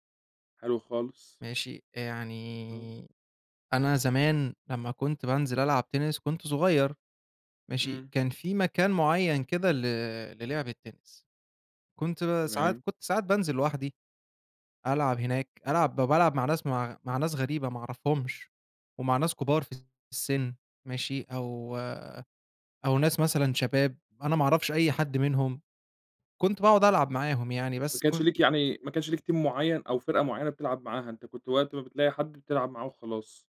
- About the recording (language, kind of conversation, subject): Arabic, podcast, إيه أحلى ذكرى عندك مرتبطة بهواية بتحبّها؟
- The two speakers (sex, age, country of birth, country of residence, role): male, 25-29, Egypt, Egypt, guest; male, 25-29, Egypt, Egypt, host
- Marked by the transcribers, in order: other background noise; in English: "team"